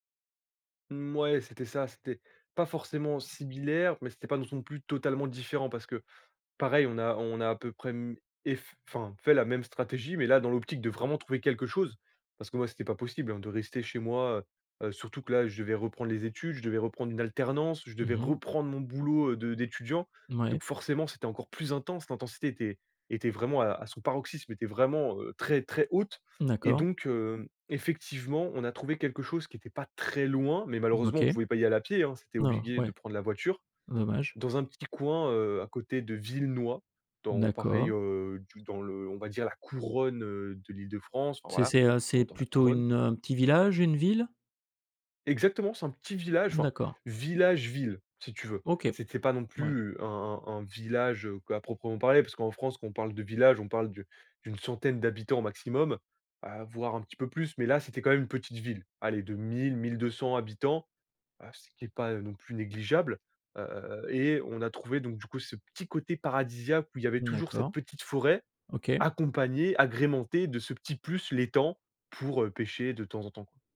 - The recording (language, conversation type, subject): French, podcast, Quel est l’endroit qui t’a calmé et apaisé l’esprit ?
- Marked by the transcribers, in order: stressed: "intense"; stressed: "très, très"; stressed: "très"; "obligé" said as "obligué"; other background noise